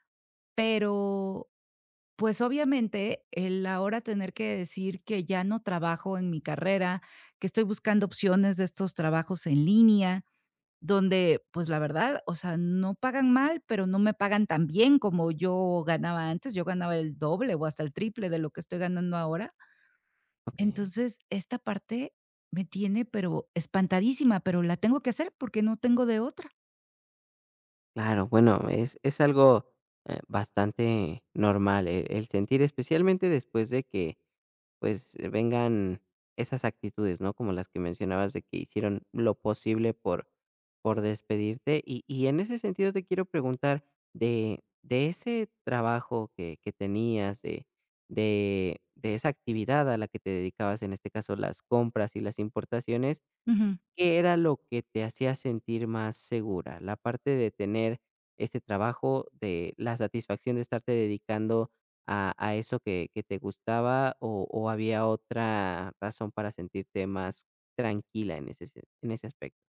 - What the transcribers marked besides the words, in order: other background noise
- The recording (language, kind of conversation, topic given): Spanish, advice, Miedo a dejar una vida conocida